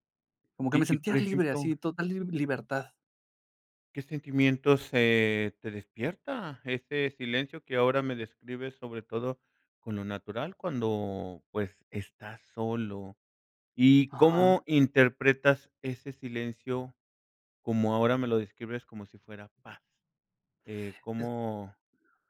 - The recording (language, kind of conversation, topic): Spanish, podcast, ¿De qué manera la soledad en la naturaleza te inspira?
- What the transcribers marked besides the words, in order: other noise